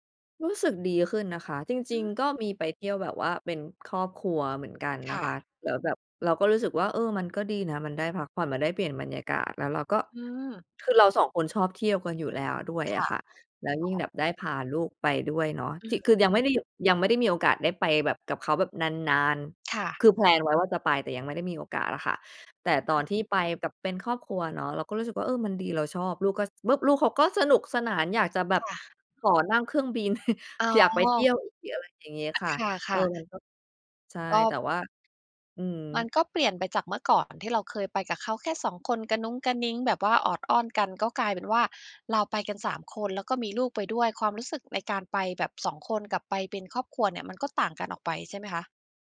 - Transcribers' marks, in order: in English: "แพลน"; chuckle; other background noise
- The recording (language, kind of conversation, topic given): Thai, advice, ความสัมพันธ์ของคุณเปลี่ยนไปอย่างไรหลังจากมีลูก?